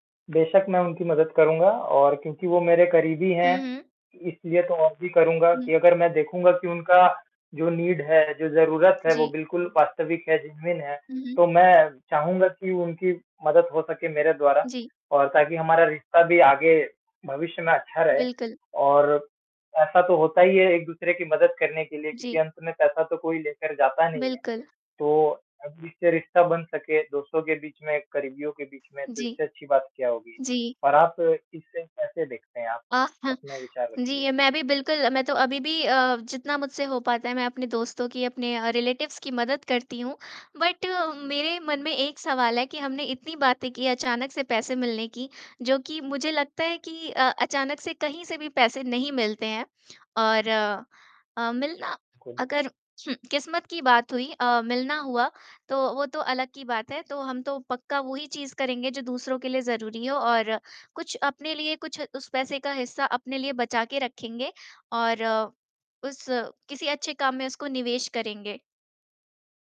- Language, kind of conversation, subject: Hindi, unstructured, अगर आपको अचानक बहुत सारा पैसा मिल जाए, तो आप क्या करना चाहेंगे?
- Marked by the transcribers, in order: static; mechanical hum; distorted speech; in English: "नीड"; in English: "जेनुइन"; in English: "रिलेटिव्स"; in English: "बट"